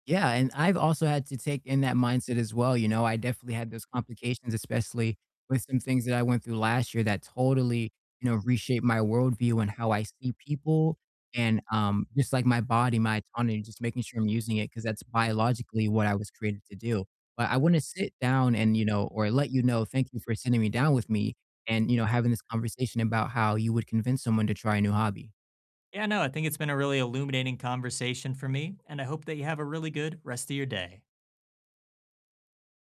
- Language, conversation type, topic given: English, unstructured, How do you convince someone to try a new hobby?
- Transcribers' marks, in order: none